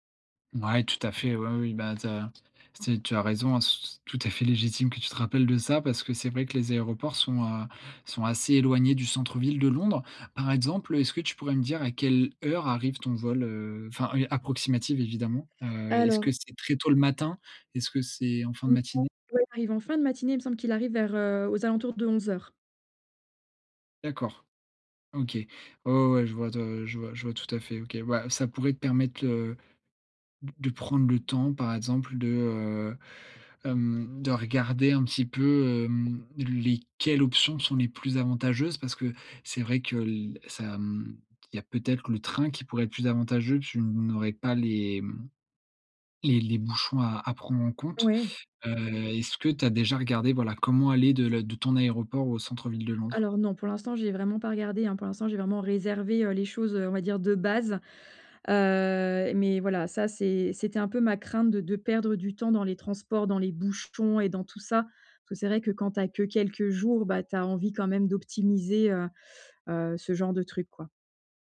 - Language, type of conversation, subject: French, advice, Comment profiter au mieux de ses voyages quand on a peu de temps ?
- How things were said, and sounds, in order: other background noise; drawn out: "Heu"; stressed: "bouchons"